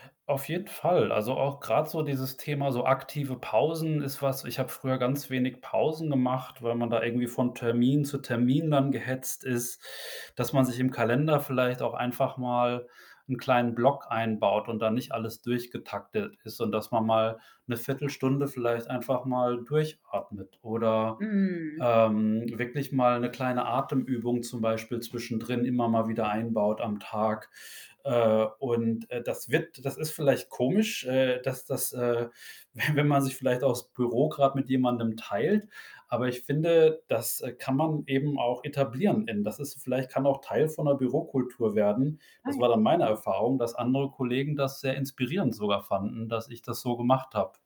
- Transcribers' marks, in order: other background noise; laughing while speaking: "we"; unintelligible speech
- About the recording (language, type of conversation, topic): German, podcast, Wie wichtig ist dir eine gute Balance zwischen Job und Leidenschaft?